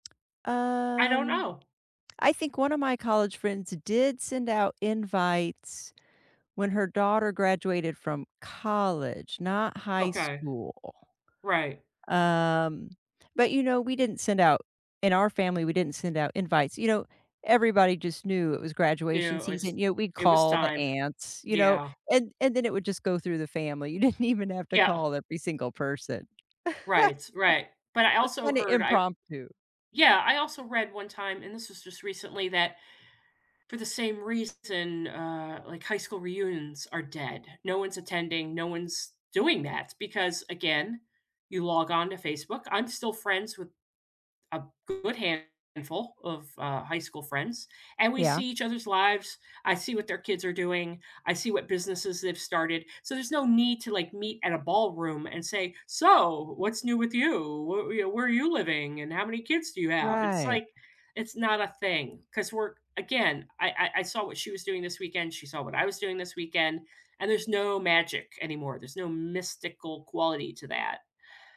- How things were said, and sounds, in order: drawn out: "Um"; stressed: "did"; laughing while speaking: "didn't even"; laugh
- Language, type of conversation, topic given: English, unstructured, How did your upbringing shape the celebrations and traditions you still keep today?
- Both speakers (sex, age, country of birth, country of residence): female, 55-59, United States, United States; female, 55-59, United States, United States